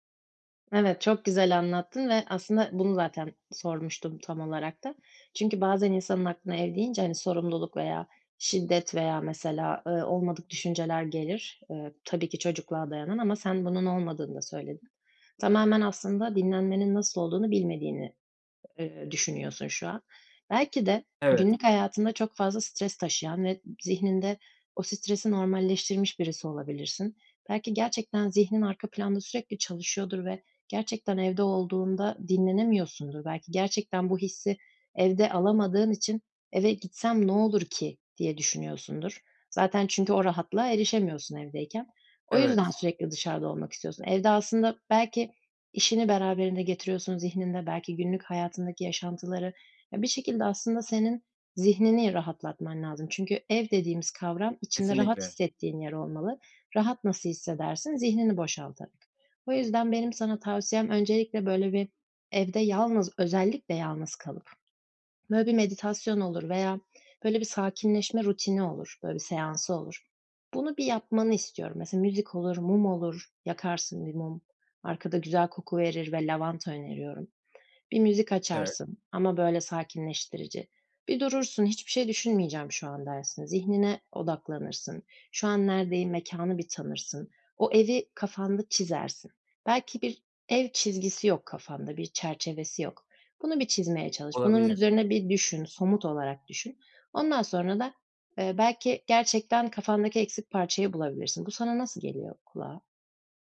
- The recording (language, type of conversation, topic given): Turkish, advice, Evde dinlenmek ve rahatlamakta neden zorlanıyorum, ne yapabilirim?
- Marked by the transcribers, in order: other background noise